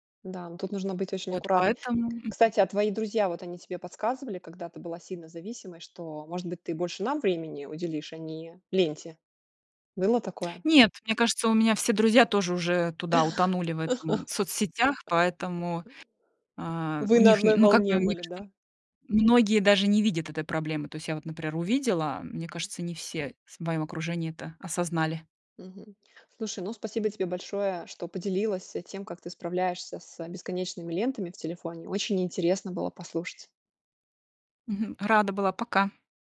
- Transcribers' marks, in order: tapping
- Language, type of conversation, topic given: Russian, podcast, Как вы справляетесь с бесконечными лентами в телефоне?